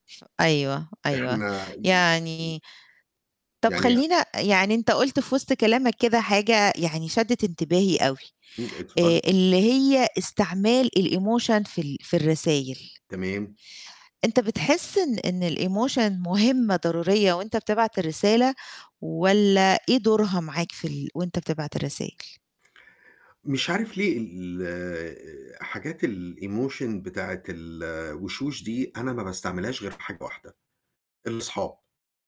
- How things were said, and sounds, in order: tapping; in English: "الemotion"; in English: "الemotion"; in English: "الemotion"; other background noise; distorted speech
- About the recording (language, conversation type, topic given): Arabic, podcast, إيه رأيك في الرسايل الصوتية، وليه بتستخدمها؟
- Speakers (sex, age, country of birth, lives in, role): female, 40-44, Egypt, Greece, host; male, 55-59, Egypt, United States, guest